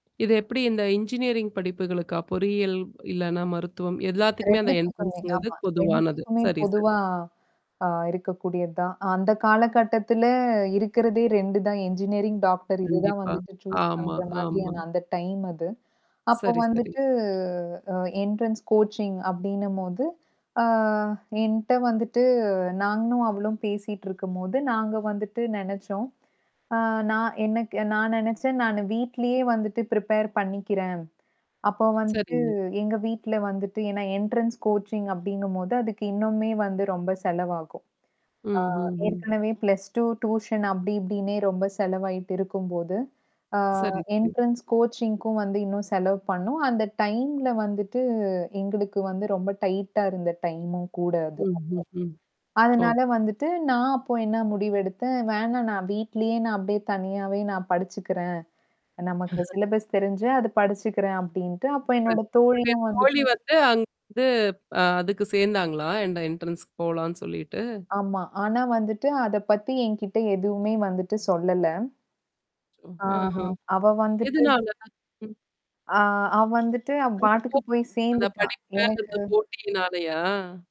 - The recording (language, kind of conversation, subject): Tamil, podcast, ஒரு நிமிடத்தில் நடந்த ஒரு சம்பவம் உங்கள் உறவுகளை மாற்றிவிட்டதா?
- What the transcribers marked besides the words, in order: mechanical hum; static; distorted speech; in English: "என்ட்ரன்ஸ்ங்கிறது"; in English: "என்ஜினியரிங், டாக்டர்"; other noise; in English: "சூஸ்"; drawn out: "வந்துட்டு"; in English: "என்ட்ரன்ஸ் கோச்சிங்"; drawn out: "ஆ"; in English: "ப்ரிப்பேர்"; tapping; in English: "என்ட்ரன்ஸ் கோச்சிங்"; in English: "ப்ளஸ் டூ டியூஷன்"; in English: "என்ட்ரன்ஸ் கோச்சிங்க்கும்"; other background noise; "பண்ணனும்" said as "பண்ணும்"; in English: "டைட்டா"; in English: "சிலபஸ்"; chuckle; in English: "என்ட்ரன்ஸ்க்கு"